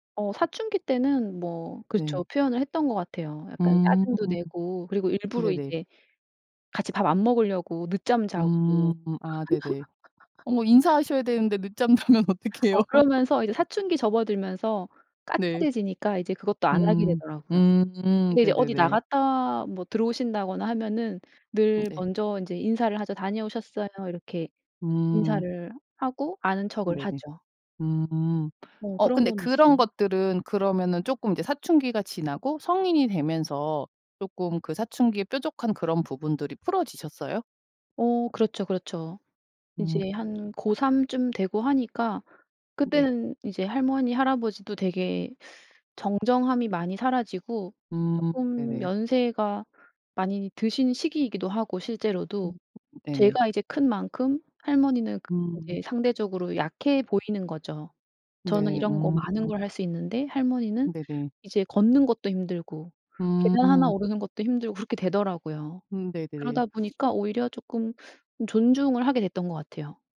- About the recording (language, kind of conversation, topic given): Korean, podcast, 할머니·할아버지에게서 배운 문화가 있나요?
- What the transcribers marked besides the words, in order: laugh; laughing while speaking: "자면 어떡해요?"; other background noise; laugh; tapping